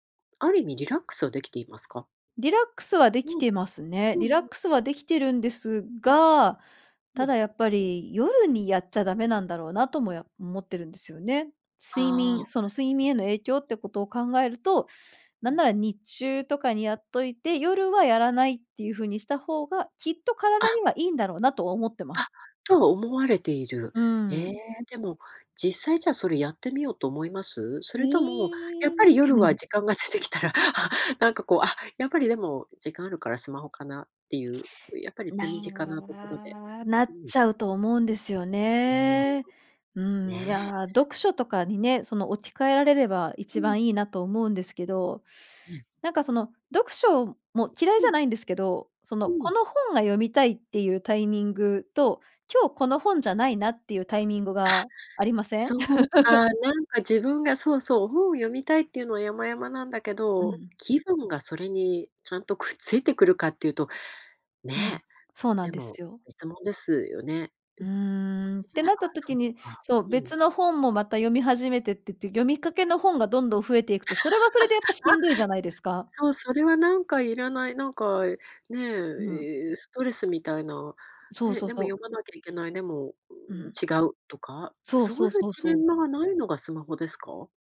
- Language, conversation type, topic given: Japanese, podcast, 夜にスマホを使うと睡眠に影響があると感じますか？
- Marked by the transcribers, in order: laugh; laughing while speaking: "す できたら"; laugh; tapping; laugh